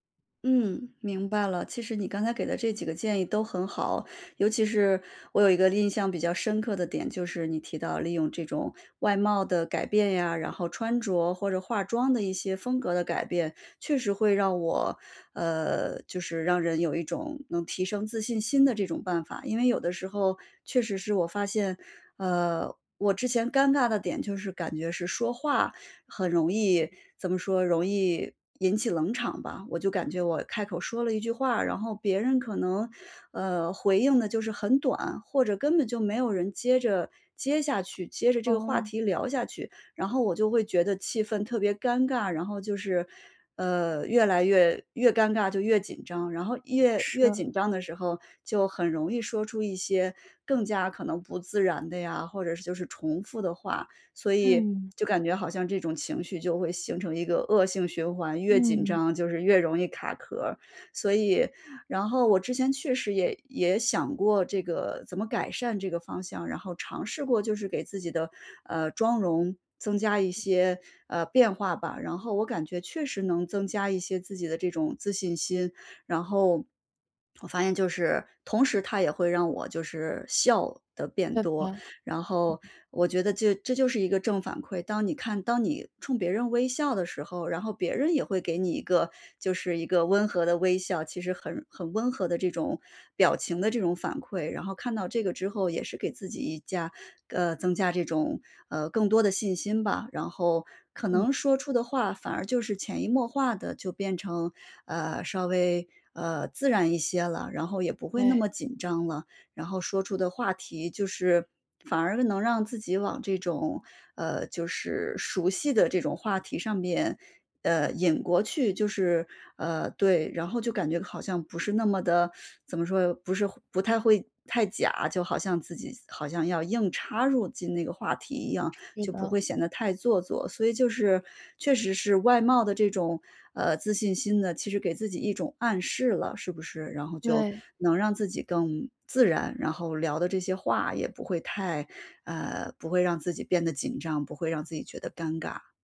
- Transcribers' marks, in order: other background noise; unintelligible speech; teeth sucking
- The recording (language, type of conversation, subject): Chinese, advice, 在聚会中我该如何缓解尴尬气氛？